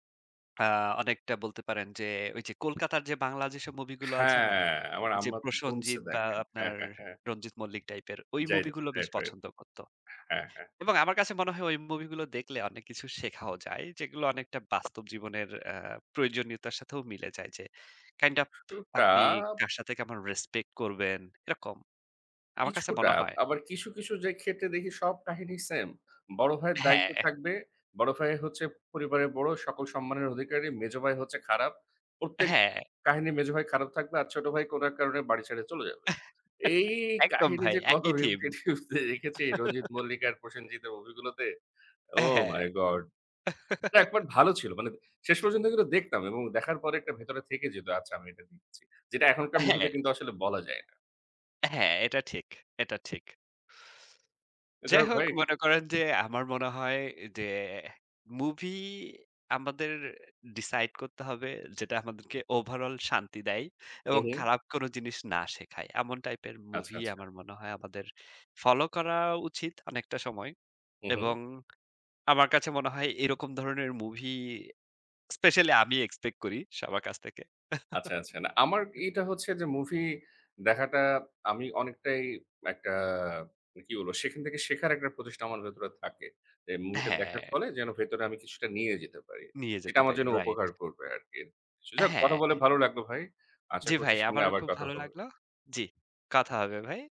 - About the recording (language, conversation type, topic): Bengali, unstructured, সিনেমার কোনো গল্প কি কখনো আপনার জীবন বদলে দিয়েছে?
- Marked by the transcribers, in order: "প্রসেনজিৎ" said as "প্রসনজিৎ"; chuckle; in English: "kind of"; chuckle; laughing while speaking: "এই কাহিনী যে কত repetitively … ওহ মাই গড!"; in English: "repetitively"; chuckle; giggle; chuckle